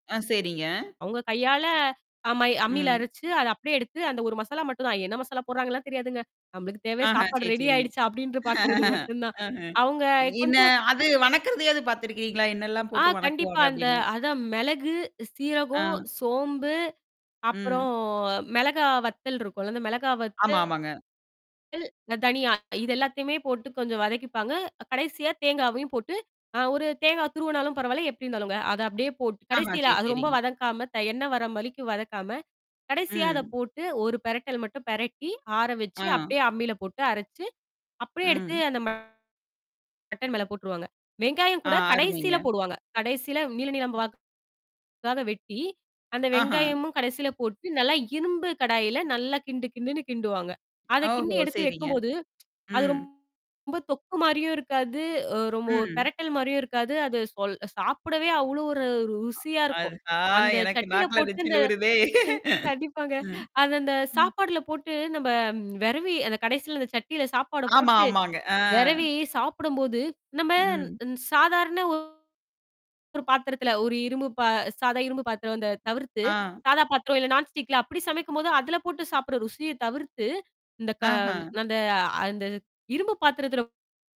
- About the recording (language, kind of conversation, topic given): Tamil, podcast, நீங்கள் மீண்டும் மீண்டும் செய்வது எந்த குடும்ப சமையல் குறிப்பா?
- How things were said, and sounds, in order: drawn out: "கையால"; other background noise; tapping; laugh; static; drawn out: "அப்புறம்"; distorted speech; "வரைக்கும்" said as "வரமளிக்கும்"; other noise; laughing while speaking: "அஹா! எனக்கு நாக்குல நச்சில் ஊறுதே"; laughing while speaking: "கண்டிப்பாங்க"; mechanical hum